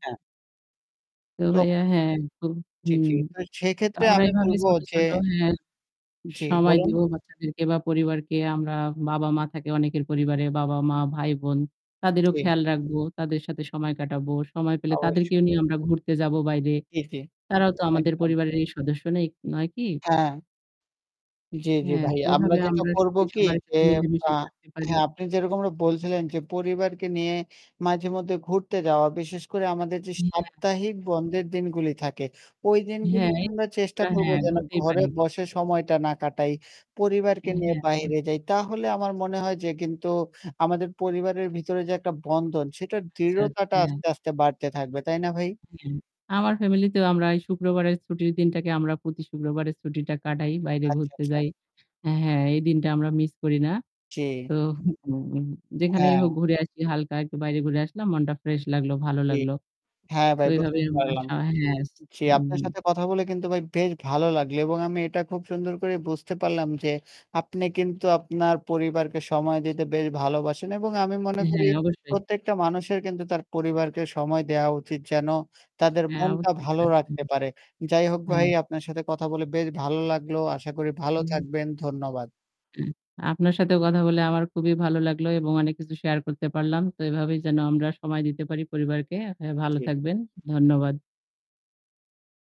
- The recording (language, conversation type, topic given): Bengali, unstructured, পরিবারের সঙ্গে সময় কাটালে আপনার মন কীভাবে ভালো থাকে?
- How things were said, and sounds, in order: static; unintelligible speech; unintelligible speech; other noise